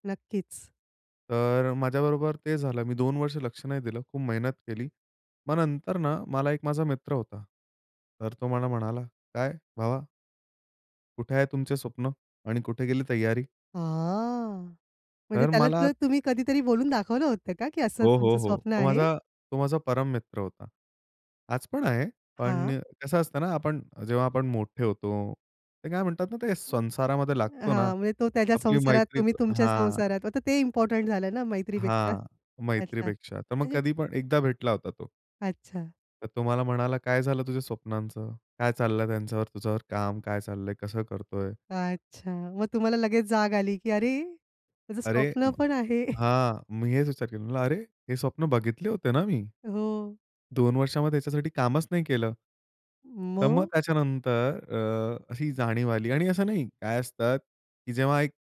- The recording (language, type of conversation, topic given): Marathi, podcast, यश मिळवण्यासाठी वेळ आणि मेहनत यांचं संतुलन तुम्ही कसं साधता?
- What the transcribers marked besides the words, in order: drawn out: "हां"; tapping; unintelligible speech; chuckle